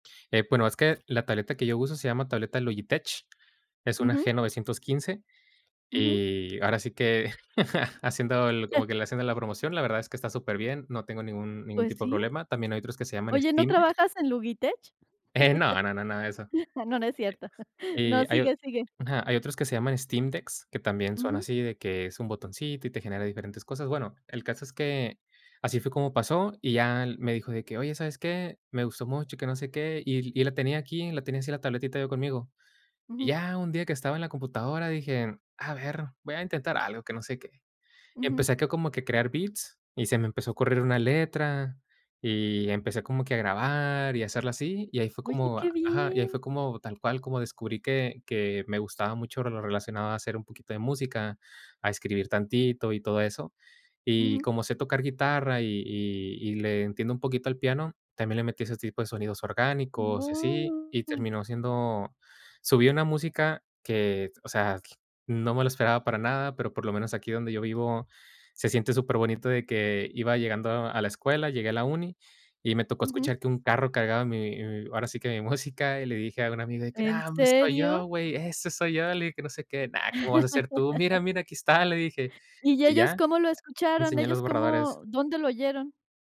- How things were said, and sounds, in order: chuckle; chuckle; other background noise; chuckle; drawn out: "¡Guau!"; other noise; laugh
- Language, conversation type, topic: Spanish, podcast, ¿Cómo descubriste tu forma de expresarte creativamente?